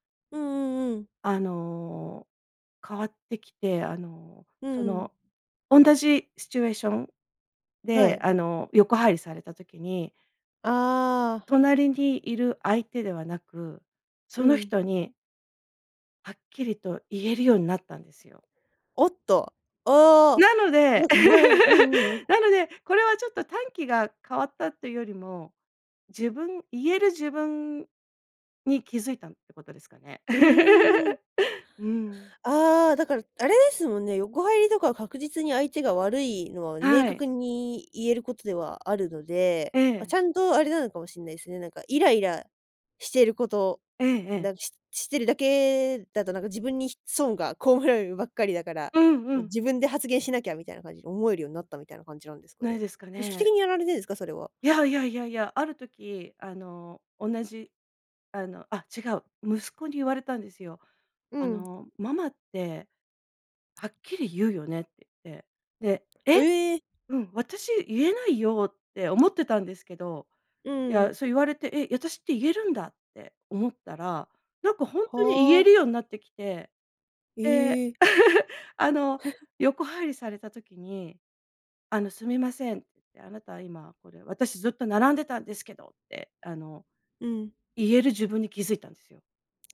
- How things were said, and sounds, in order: laugh; laugh; giggle; chuckle
- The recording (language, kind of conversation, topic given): Japanese, podcast, 最近、自分について新しく気づいたことはありますか？